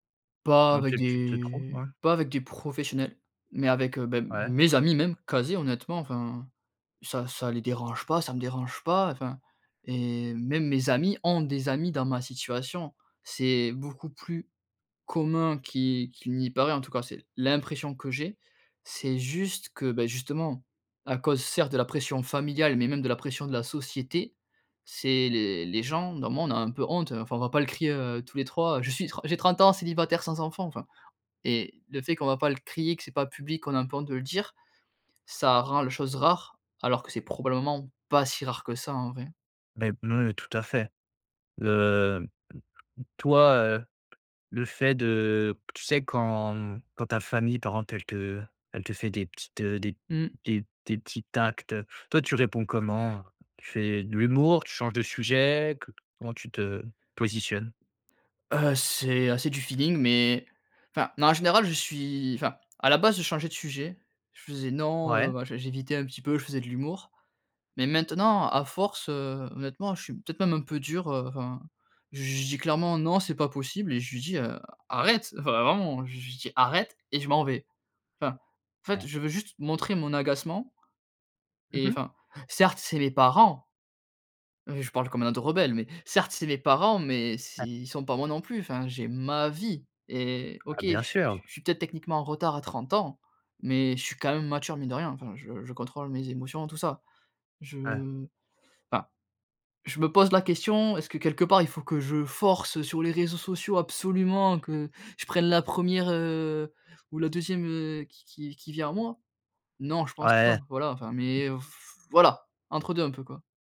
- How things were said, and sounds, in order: stressed: "mes amis"; stressed: "rares"; tapping; other background noise; stressed: "parents"; stressed: "ma"; stressed: "absolument"; unintelligible speech
- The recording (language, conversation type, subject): French, advice, Comment gérez-vous la pression familiale pour avoir des enfants ?